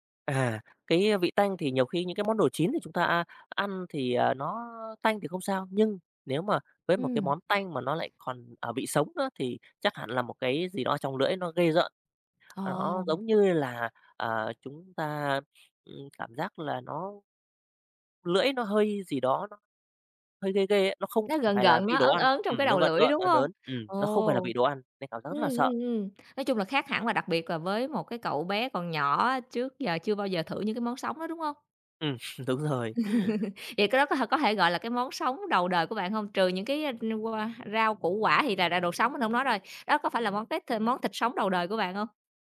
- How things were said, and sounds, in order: other background noise; chuckle; laughing while speaking: "đúng rồi"; chuckle
- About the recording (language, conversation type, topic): Vietnamese, podcast, Bạn có thể kể về món ăn tuổi thơ khiến bạn nhớ mãi không quên không?